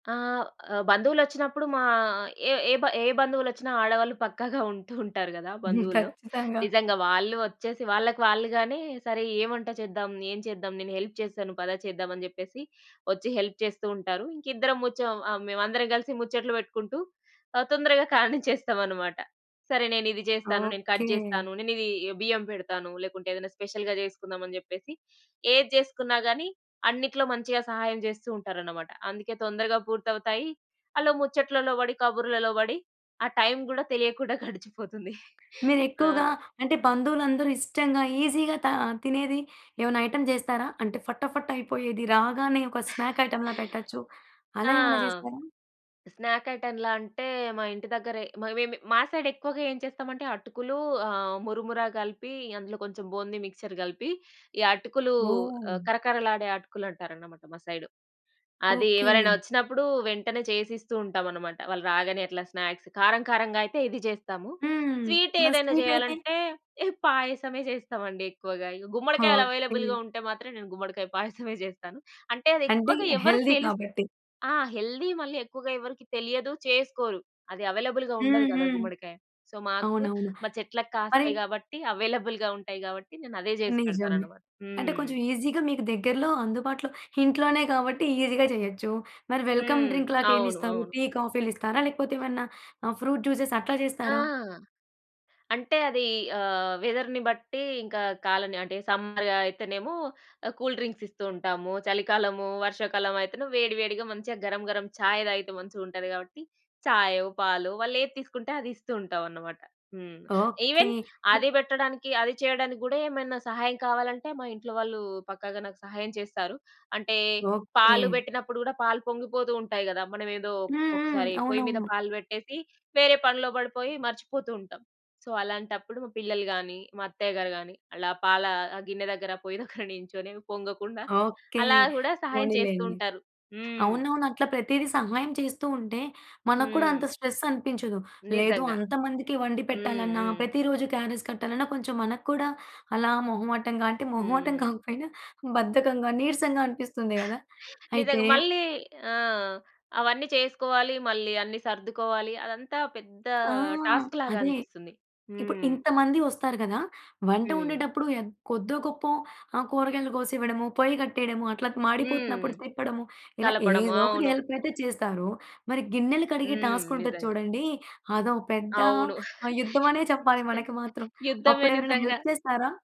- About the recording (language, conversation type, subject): Telugu, podcast, వంటలో సహాయం చేయడానికి కుటుంబ సభ్యులు ఎలా భాగస్వామ్యం అవుతారు?
- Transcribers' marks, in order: laughing while speaking: "ఉంటూ ఉంటారు గదా బంధువుల్లో"; laughing while speaking: "హ్మ్. ఖచ్చితంగా"; in English: "హెల్ప్"; in English: "హెల్ప్"; in English: "కట్"; in English: "స్పెషల్‌గా"; tapping; laughing while speaking: "గడిచిపోతుంది"; in English: "ఈజీగా"; in English: "ఐటెమ్"; in English: "స్నాక్ ఐటెమ్‌లా"; in English: "స్నాక్ ఐటం‌లా"; in English: "మిక్చర్"; in English: "స్నాక్స్"; in English: "అవైలబుల్‌గా"; in English: "హెల్తీ"; in English: "హెల్దీ"; in English: "అవైలబుల్‌గా"; in English: "సో"; in English: "అవైలబుల్‌గా"; in English: "ఈజీ‌గా"; in English: "ఈజీ‌గా"; in English: "వెల్కమ్"; other background noise; in English: "ఫ్రూట్ జ్యూసెస్"; in English: "వెదర్‌ని"; in English: "సమ్మర్"; in English: "ఈవెన్"; other noise; in English: "సో"; in English: "క్యారేజ్"; in English: "టాస్క్‌లాగా"; laugh; in English: "హెల్ప్"